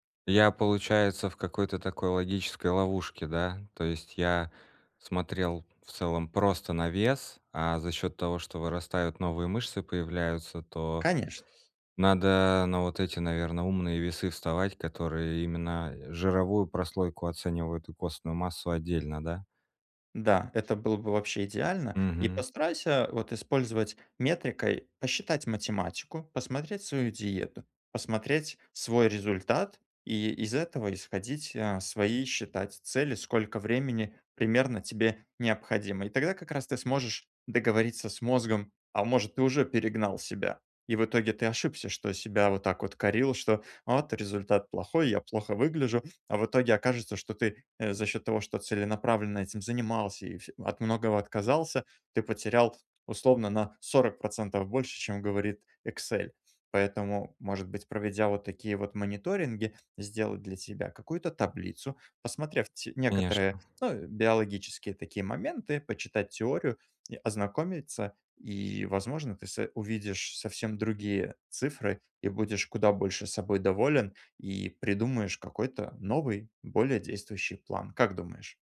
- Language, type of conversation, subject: Russian, advice, Как мне регулярно отслеживать прогресс по моим целям?
- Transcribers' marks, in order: tapping; other background noise